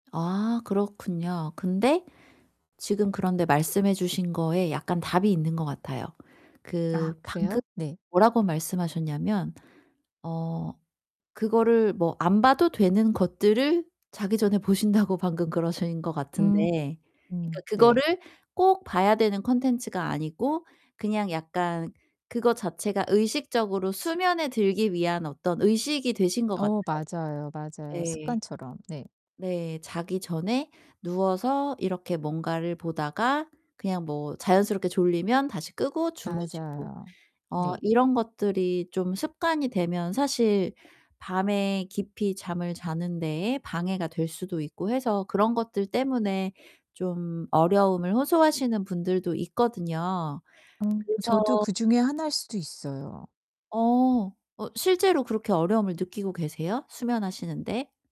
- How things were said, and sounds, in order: laughing while speaking: "보신다고"; distorted speech
- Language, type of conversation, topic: Korean, advice, 미디어 소비를 더 의도적으로 조절하려면 어떻게 해야 하나요?